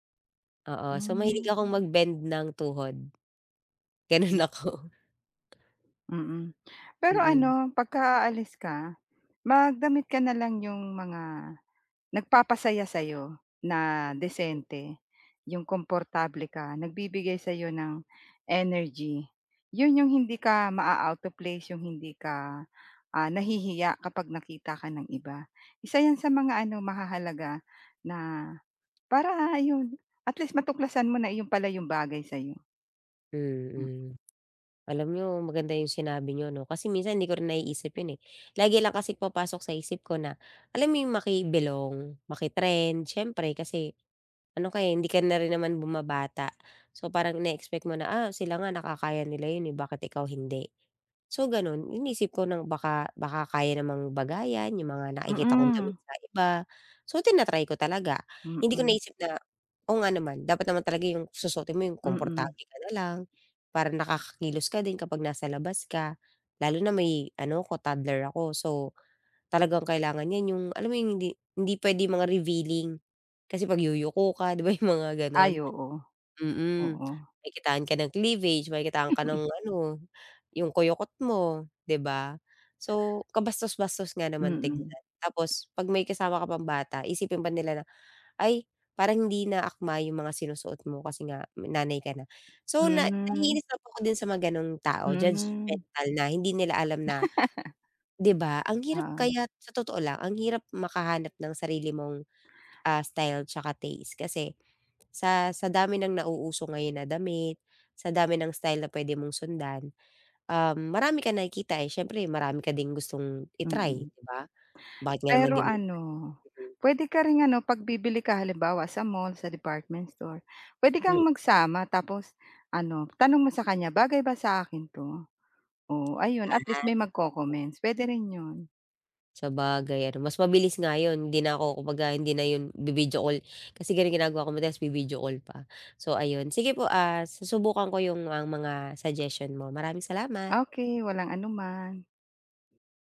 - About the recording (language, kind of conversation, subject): Filipino, advice, Paano ko matutuklasan ang sarili kong estetika at panlasa?
- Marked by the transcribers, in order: tapping; laughing while speaking: "Gano'n ako"; other background noise; unintelligible speech; chuckle; laugh